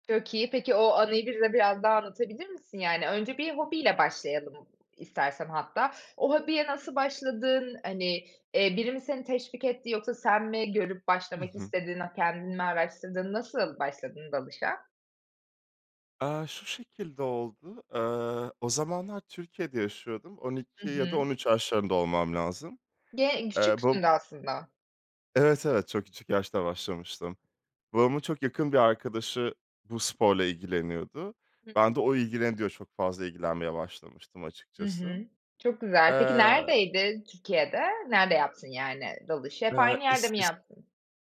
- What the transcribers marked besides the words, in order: other background noise; joyful: "Evet, evet, çok küçük yaşta başlamıştım"
- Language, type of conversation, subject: Turkish, podcast, En unutulmaz hobi anını anlatır mısın?